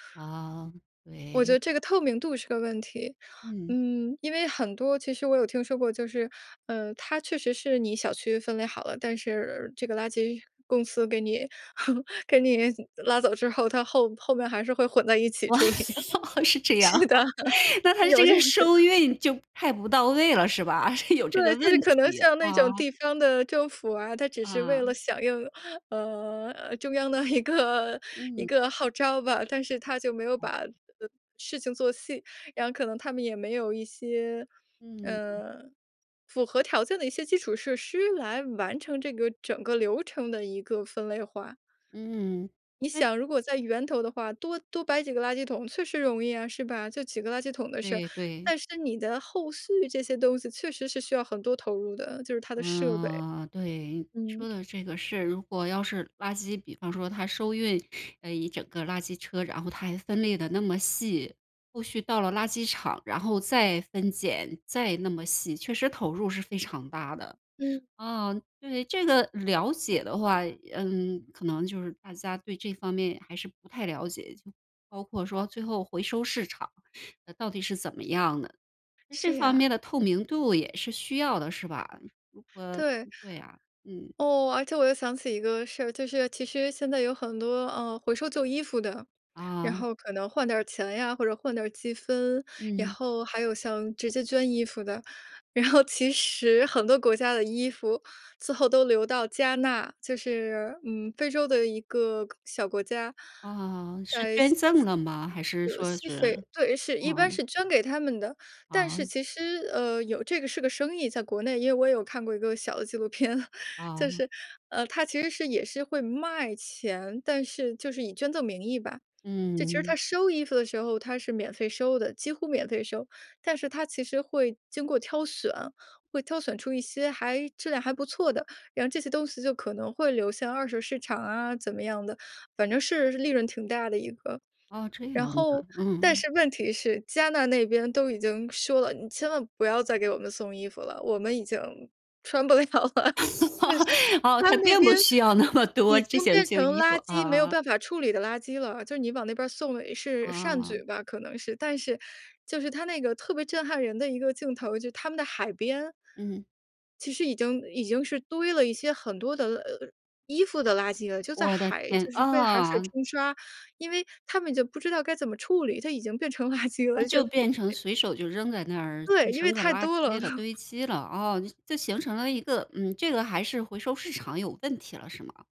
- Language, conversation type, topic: Chinese, podcast, 你在日常生活中实行垃圾分类有哪些实际体会？
- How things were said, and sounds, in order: laugh; laughing while speaking: "哇！是这样啊，那它这个收运就太不到位了是吧？"; laugh; laughing while speaking: "是的，有这样的"; laughing while speaking: "一个"; laughing while speaking: "然后"; laughing while speaking: "片"; laughing while speaking: "穿不了了"; laugh; laughing while speaking: "哦，它并不需要那么多这些旧衣服，啊"; surprised: "我的天，啊！"; laughing while speaking: "垃圾了"; laugh